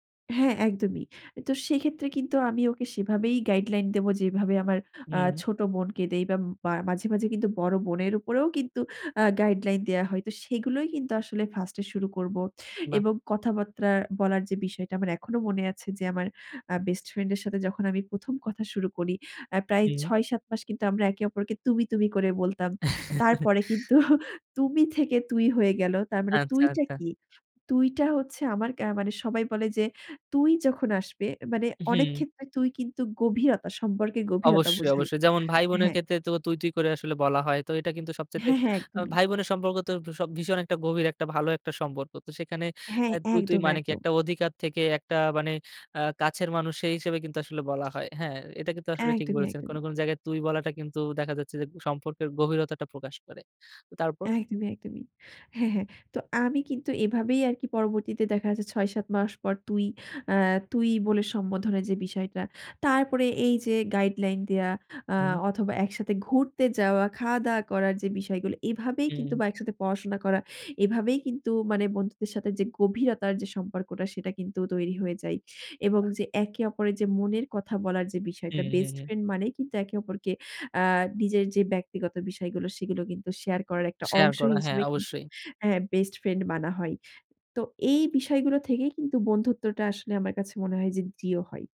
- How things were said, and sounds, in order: other background noise; chuckle; laughing while speaking: "কিন্তু"
- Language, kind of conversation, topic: Bengali, podcast, দীর্ঘদিনের বন্ধুত্ব কীভাবে টিকিয়ে রাখবেন?